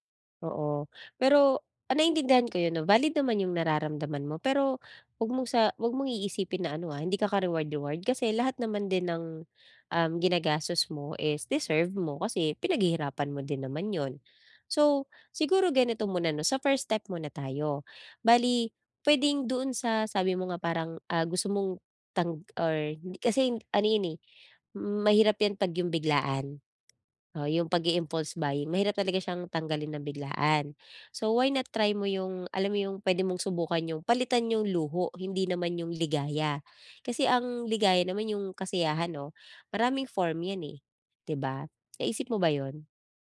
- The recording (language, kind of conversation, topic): Filipino, advice, Paano ako makakatipid nang hindi nawawala ang kasiyahan?
- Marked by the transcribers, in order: tapping